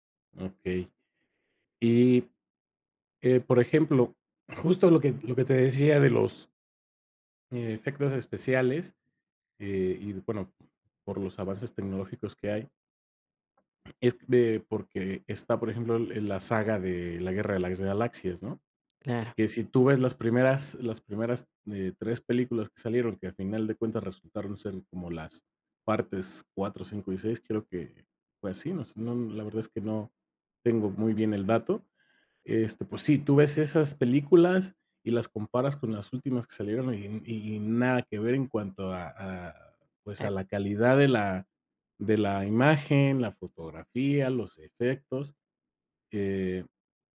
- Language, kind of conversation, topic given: Spanish, podcast, ¿Te gustan más los remakes o las historias originales?
- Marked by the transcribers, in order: other background noise; tapping